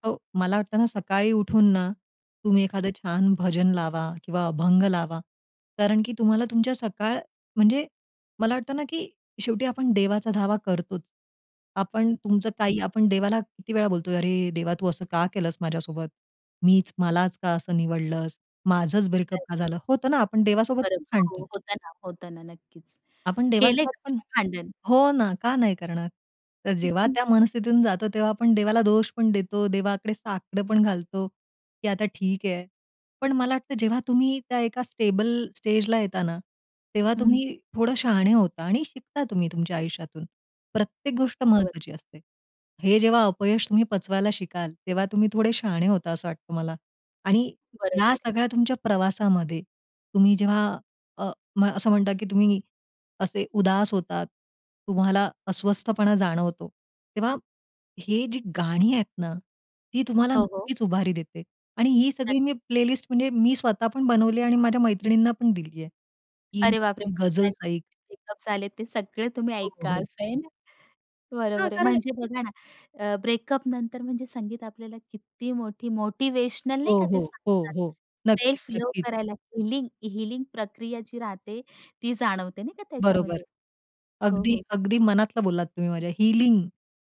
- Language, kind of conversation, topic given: Marathi, podcast, ब्रेकअपनंतर संगीत ऐकण्याच्या तुमच्या सवयींमध्ये किती आणि कसा बदल झाला?
- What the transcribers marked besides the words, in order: other noise; in English: "ब्रेकअप"; chuckle; unintelligible speech; in English: "ब्रेकअप्स"; in English: "ब्रेकअपनंतर"; in English: "हीलिंग हीलिंग"; in English: "हीलिंग"